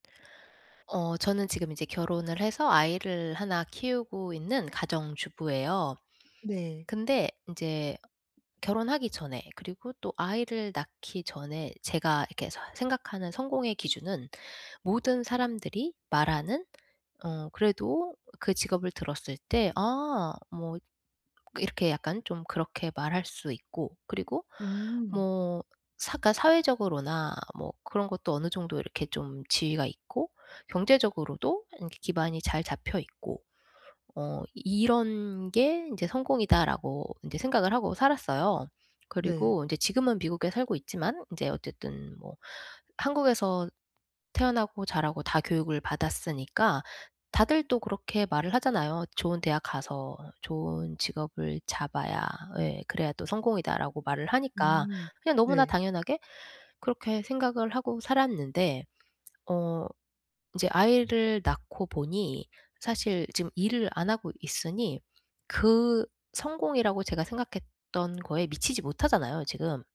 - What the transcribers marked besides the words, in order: other background noise
- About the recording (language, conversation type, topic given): Korean, advice, 내 삶에 맞게 성공의 기준을 어떻게 재정의할 수 있을까요?